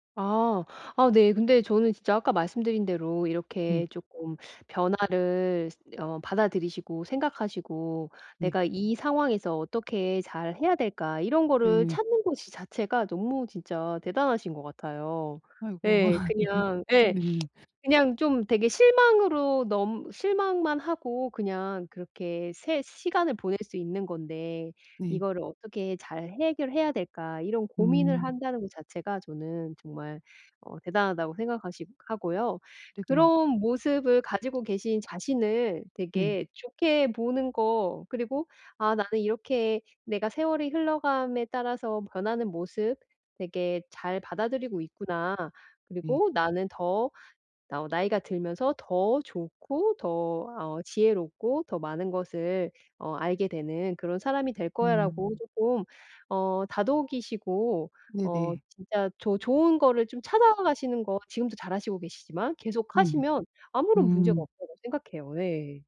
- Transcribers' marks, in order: laugh; other background noise; sniff; tapping
- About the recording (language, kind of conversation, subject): Korean, advice, 최근의 변화로 무언가를 잃었다고 느낄 때 회복탄력성을 어떻게 기를 수 있을까요?